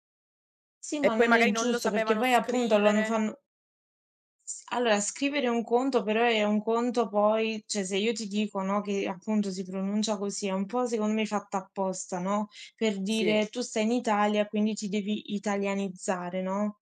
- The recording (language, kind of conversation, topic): Italian, unstructured, In che modo la diversità arricchisce una comunità?
- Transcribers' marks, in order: "loro" said as "lono"; "cioè" said as "ceh"